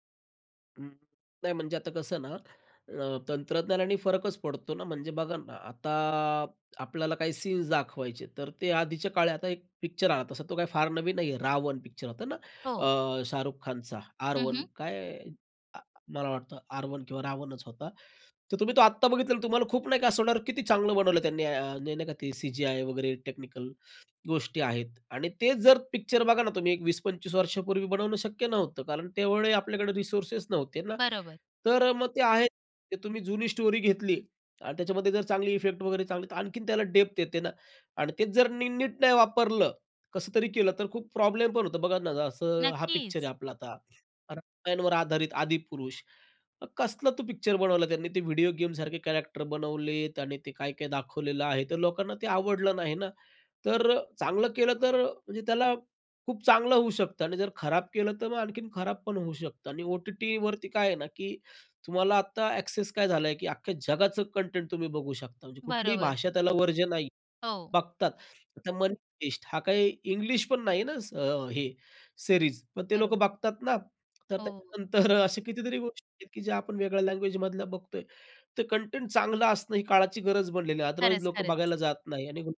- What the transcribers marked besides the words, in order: drawn out: "आता"; in English: "स्टोरी"; in English: "डेप्थ"; other background noise; in English: "कॅरेक्टर"; in English: "एक्सेस"; in English: "कंटेंट"; in English: "कंटेंट"; in English: "अदरवाईज"
- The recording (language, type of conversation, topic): Marathi, podcast, रीमेक आणि रीबूट इतके लोकप्रिय का होतात असे तुम्हाला वाटते?